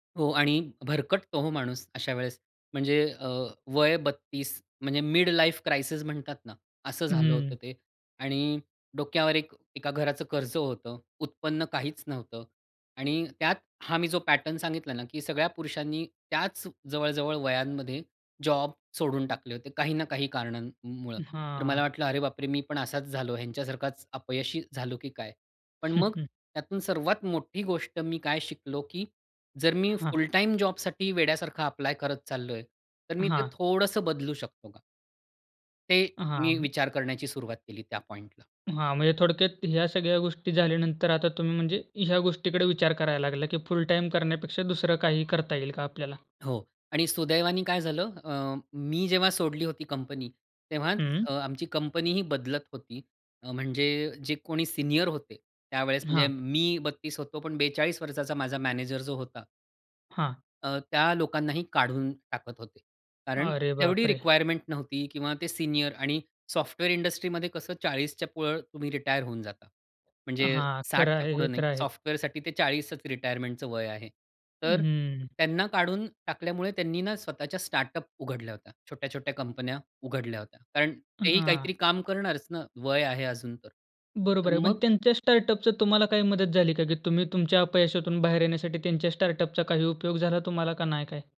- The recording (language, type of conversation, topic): Marathi, podcast, एखाद्या अपयशातून तुला काय शिकायला मिळालं?
- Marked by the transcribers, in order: in English: "मिड लाईफ क्रायसिस"; in English: "पॅटर्न"; afraid: "अरे बापरे! मी पण असाच झालो, ह्यांच्यासारखाच अपयशी झालो की काय?"; chuckle; in English: "सीनियर"; in English: "रिक्वायरमेंट"; in English: "सीनियर"; in English: "सॉफ्टवेअर इंडस्ट्रीमध्ये"; "पुढं" said as "पळ"; tapping; in English: "स्टार्टअपचं"; in English: "स्टार्टअपचा"